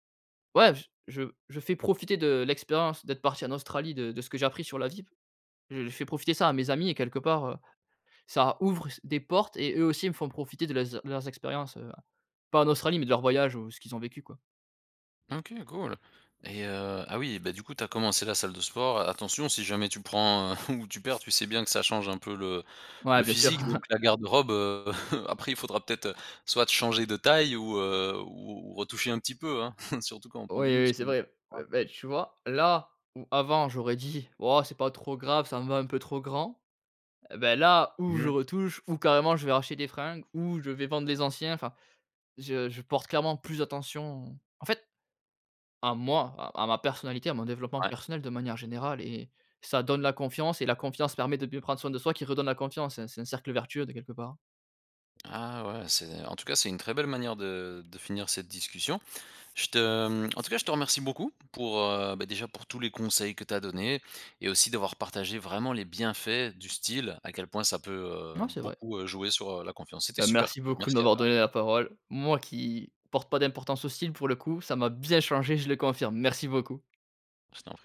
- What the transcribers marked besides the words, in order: chuckle; chuckle; unintelligible speech; stressed: "bien"
- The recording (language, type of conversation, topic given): French, podcast, Quel rôle la confiance joue-t-elle dans ton style personnel ?